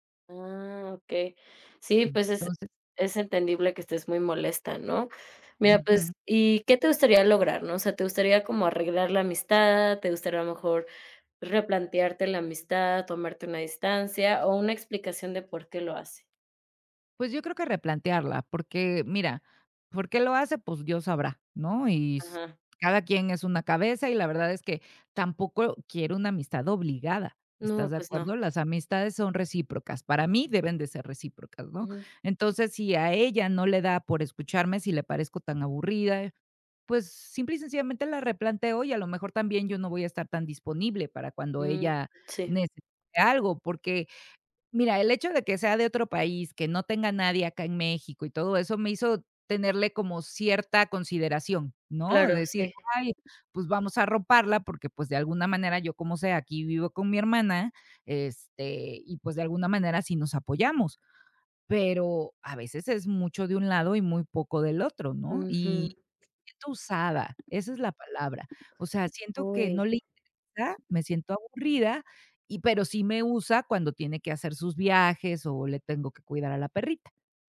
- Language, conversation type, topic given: Spanish, advice, ¿Cómo puedo hablar con un amigo que me ignora?
- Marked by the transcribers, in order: other noise; other background noise; tapping